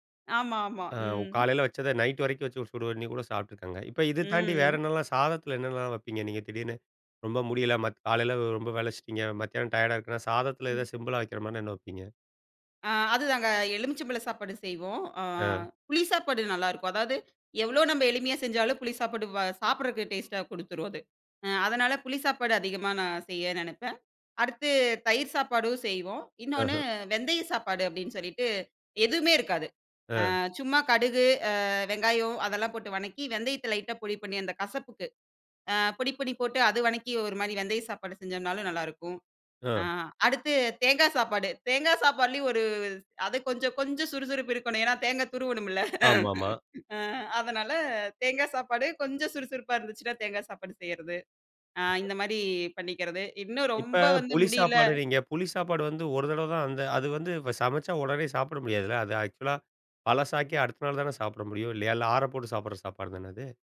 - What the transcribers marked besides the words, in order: laugh; other noise; in English: "ஆக்சுவலா"
- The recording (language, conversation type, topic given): Tamil, podcast, தூண்டுதல் குறைவாக இருக்கும் நாட்களில் உங்களுக்கு உதவும் உங்கள் வழிமுறை என்ன?